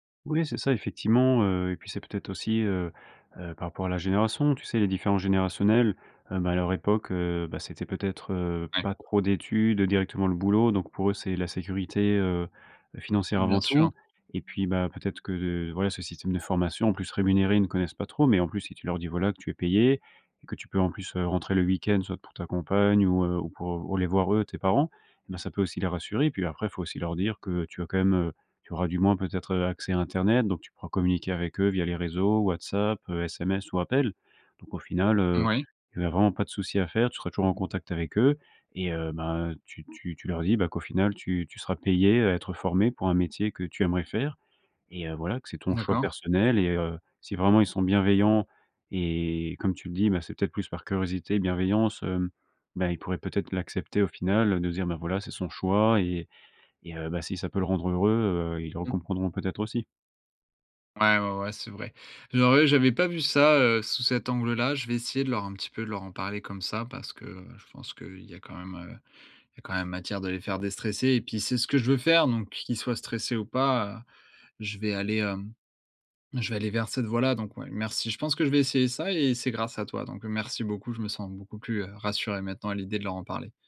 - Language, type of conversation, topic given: French, advice, Comment gérer la pression de choisir une carrière stable plutôt que de suivre sa passion ?
- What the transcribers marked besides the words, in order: tapping